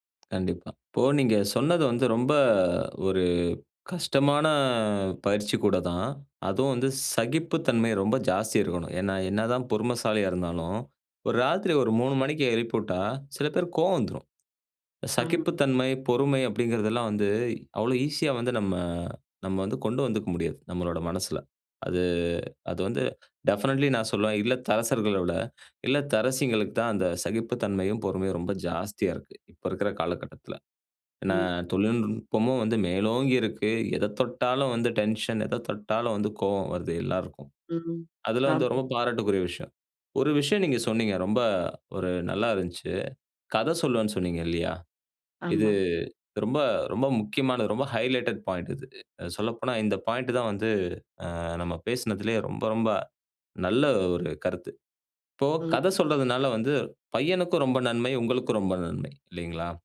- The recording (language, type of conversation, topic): Tamil, podcast, மிதமான உறக்கம் உங்கள் நாளை எப்படி பாதிக்கிறது என்று நீங்கள் நினைக்கிறீர்களா?
- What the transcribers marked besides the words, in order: other background noise; drawn out: "கஷ்டமான"; drawn out: "அது"; in English: "டெஃபினட்லி"; in English: "ஹைலைட்டட் பாயிண்ட்"